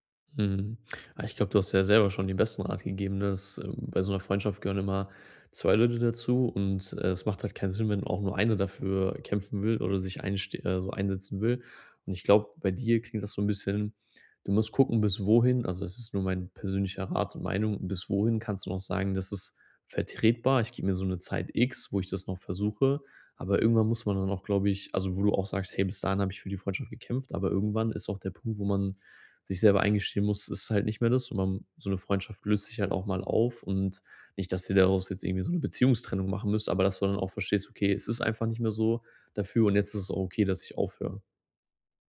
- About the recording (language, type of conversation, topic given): German, advice, Wie gehe ich am besten mit Kontaktverlust in Freundschaften um?
- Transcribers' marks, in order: none